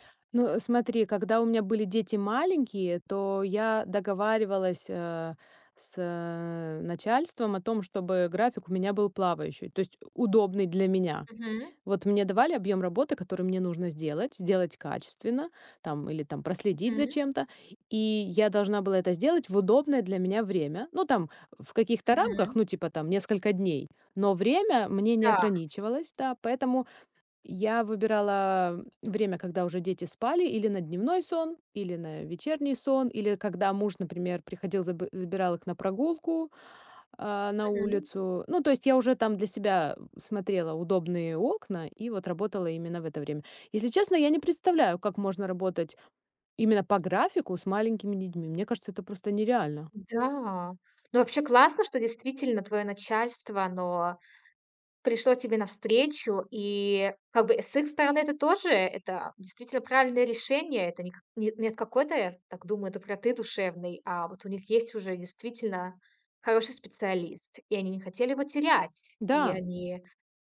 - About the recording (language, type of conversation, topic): Russian, podcast, Как ты находишь баланс между работой и домом?
- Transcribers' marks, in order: none